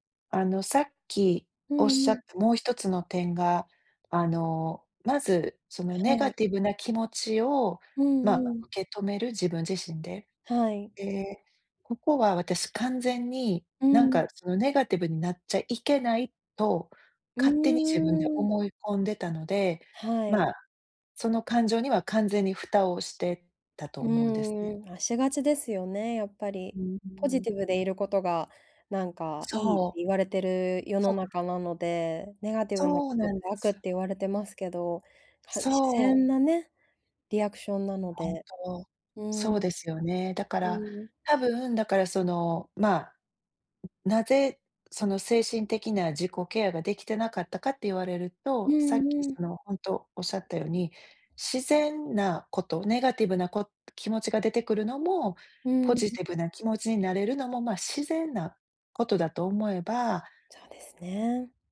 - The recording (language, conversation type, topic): Japanese, advice, 挫折したとき、どのように自分をケアすればよいですか？
- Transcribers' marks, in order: tapping